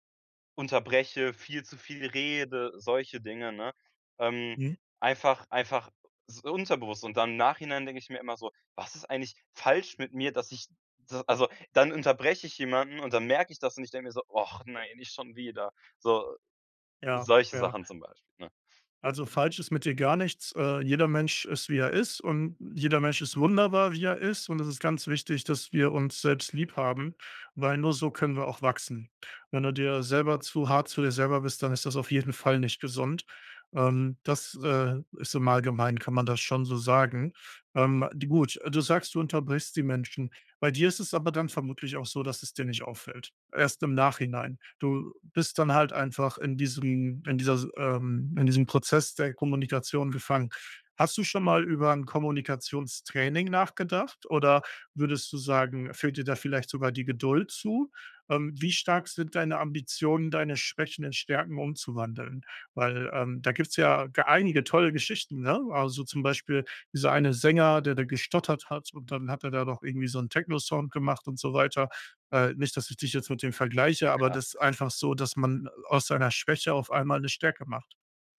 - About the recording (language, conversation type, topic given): German, advice, Wie kann ich mit Angst oder Panik in sozialen Situationen umgehen?
- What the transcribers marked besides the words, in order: unintelligible speech